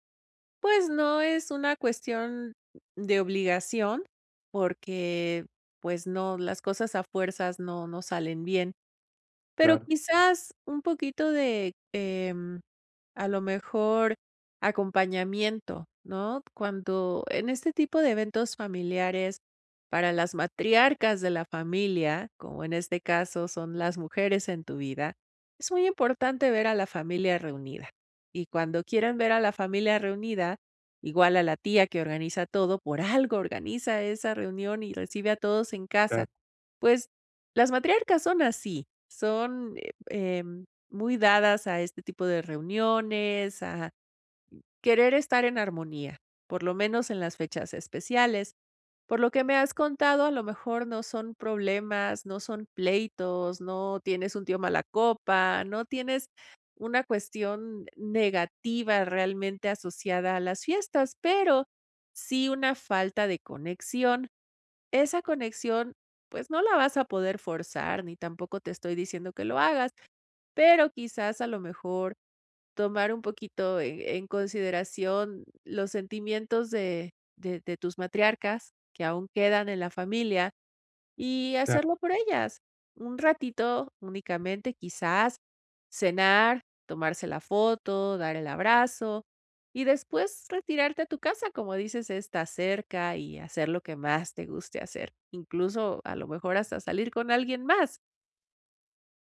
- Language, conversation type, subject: Spanish, advice, ¿Cómo puedo aprender a disfrutar las fiestas si me siento fuera de lugar?
- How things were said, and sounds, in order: none